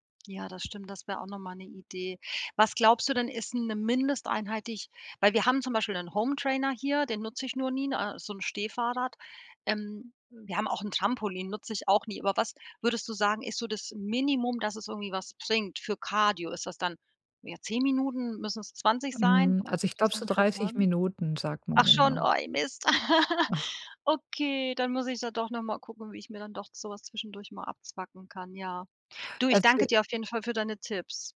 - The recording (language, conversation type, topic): German, advice, Wie finde ich Motivation für kurze tägliche Übungen, wenn ich viel sitze?
- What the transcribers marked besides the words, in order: laugh; snort; unintelligible speech